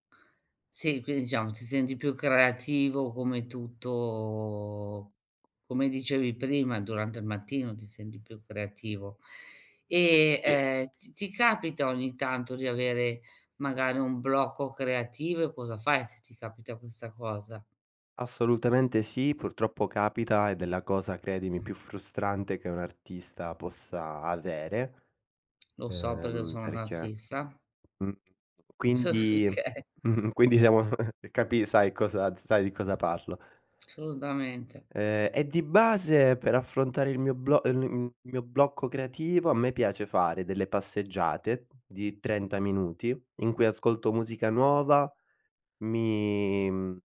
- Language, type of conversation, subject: Italian, podcast, Com’è la tua routine creativa quotidiana?
- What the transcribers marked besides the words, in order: tapping; drawn out: "tutto"; laughing while speaking: "Soff oka"; laughing while speaking: "quindi, siamo"; chuckle; "Assolutamente" said as "solutamente"; drawn out: "mi"